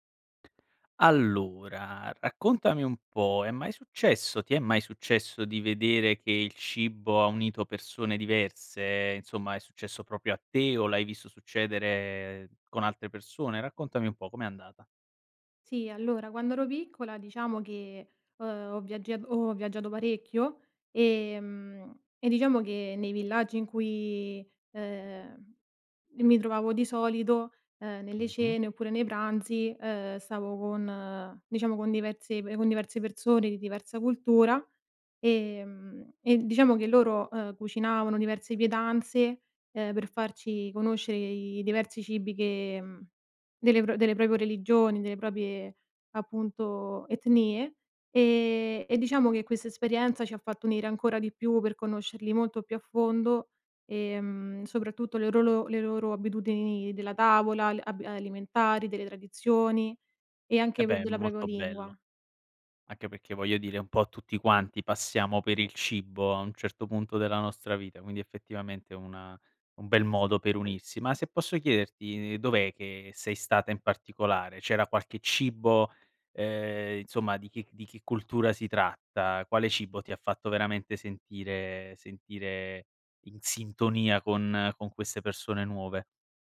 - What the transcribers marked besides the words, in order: "proprio" said as "propio"; "proprie" said as "propie"; "proprie" said as "propie"; "propria" said as "propia"; other background noise
- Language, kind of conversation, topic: Italian, podcast, Raccontami di una volta in cui il cibo ha unito persone diverse?